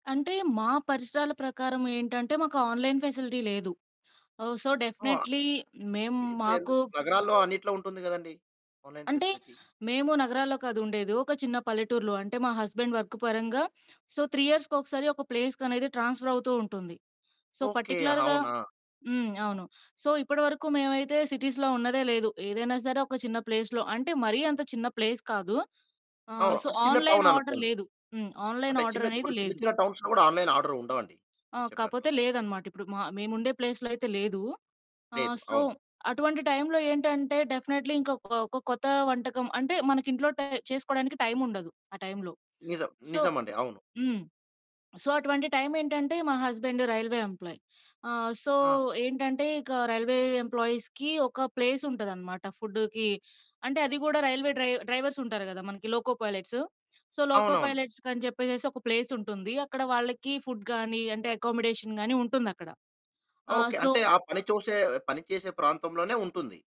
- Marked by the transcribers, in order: in English: "ఆన్‌లైన్ ఫెసిలిటీ"; in English: "సో డెఫినైట్లీ"; other noise; in English: "ఆన్‌లైన్ ఫెసిలిటీ"; in English: "హస్బాండ్ వర్క్"; in English: "సో త్రీ ఇయర్స్"; in English: "ట్రాన్స్ఫర్"; in English: "సో పార్టిక్యులర్‌గా"; in English: "సో"; in English: "సిటీస్‌లో"; in English: "ప్లేస్‌లో"; in English: "ప్లేస్"; in English: "సో, ఆన్‌లైన్ ఆర్డర్"; in English: "ఆన్‌లైన్"; in English: "టౌన్స్‌లో"; in English: "ఆన్‌లైన్ ఆర్డర్"; in English: "ప్లేస్‌లో"; in English: "సో"; in English: "డెఫినైట్లీ"; in English: "సో"; in English: "సో"; in English: "హస్బాండ్ రైల్వే ఎంప్లాయి"; in English: "సో"; in English: "రైల్వే ఎంప్లాయీస్‌కి"; in English: "ప్లేస్"; in English: "ఫుడ్‌కి"; in English: "రైల్వే డ్రై డ్రైవర్స్"; in English: "లోకో పైలెట్స్. సో"; in English: "ప్లేస్"; in English: "ఫుడ్"; in English: "అకామోడేషన్"; in English: "సో"
- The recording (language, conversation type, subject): Telugu, podcast, ఇంటివంటకు బదులుగా కొత్త ఆహారానికి మీరు ఎలా అలవాటు పడ్డారు?